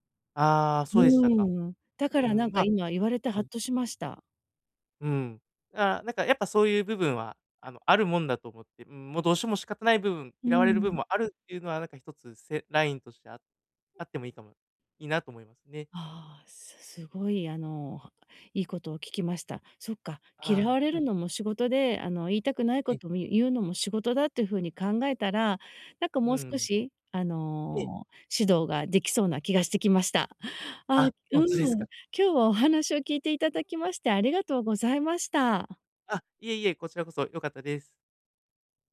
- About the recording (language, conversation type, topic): Japanese, advice, 相手を傷つけずに建設的なフィードバックを伝えるにはどうすればよいですか？
- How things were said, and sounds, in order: other noise